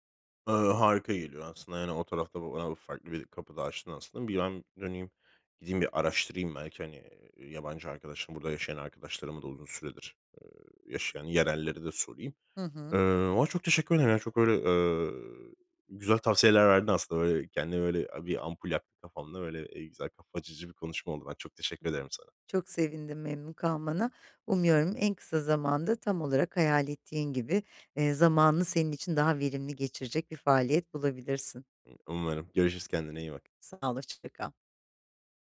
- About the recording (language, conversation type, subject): Turkish, advice, Dijital dikkat dağıtıcıları nasıl azaltıp boş zamanımın tadını çıkarabilirim?
- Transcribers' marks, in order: other background noise